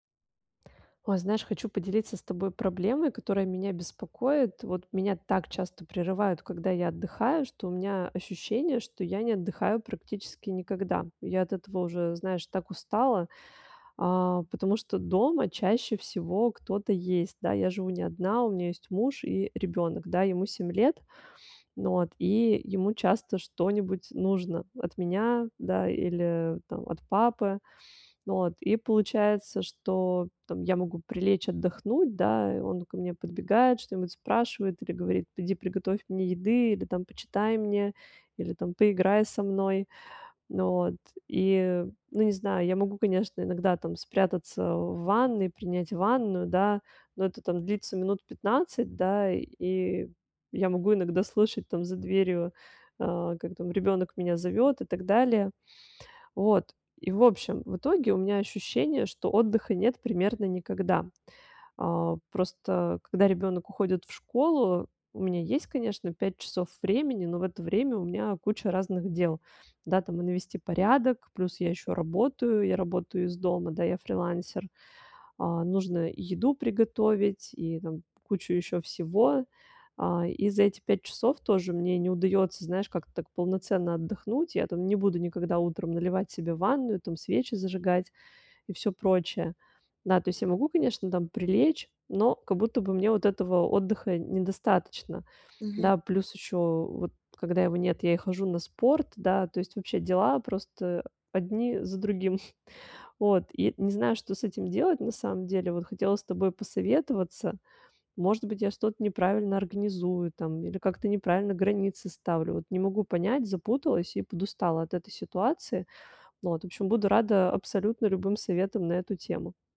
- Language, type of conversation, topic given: Russian, advice, Как мне справляться с частыми прерываниями отдыха дома?
- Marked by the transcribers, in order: other background noise; tapping; chuckle